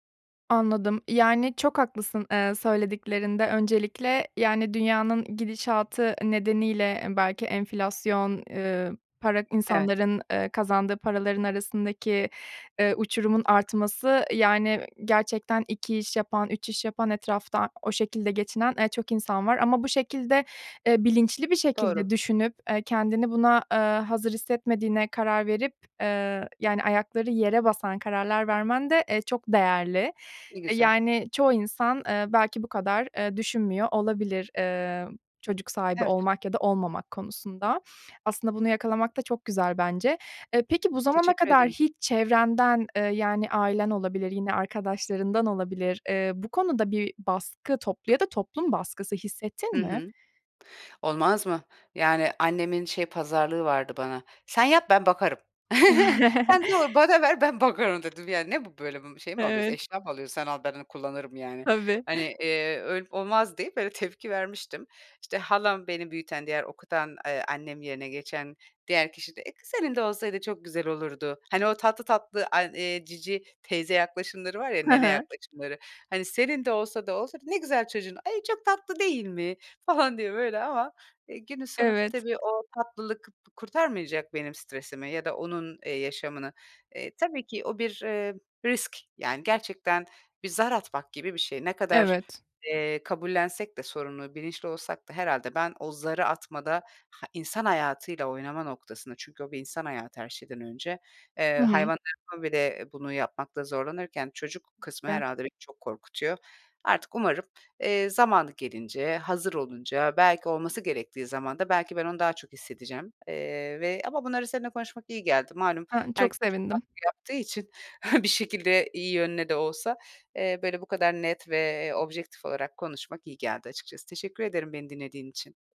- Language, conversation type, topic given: Turkish, advice, Çocuk sahibi olma zamanlaması ve hazır hissetmeme
- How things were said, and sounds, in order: other background noise; put-on voice: "Sen yap, ben bakarım. Sen doğur bana ver, ben bakarım"; chuckle; tapping; chuckle; unintelligible speech; unintelligible speech; chuckle